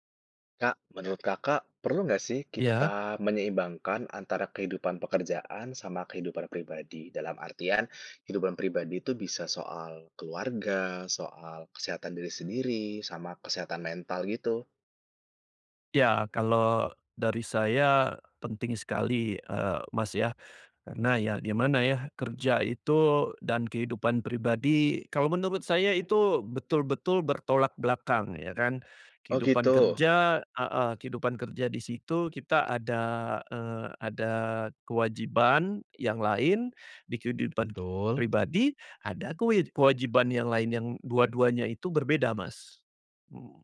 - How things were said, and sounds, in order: tapping
- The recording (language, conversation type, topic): Indonesian, podcast, Bagaimana cara menyeimbangkan pekerjaan dan kehidupan pribadi?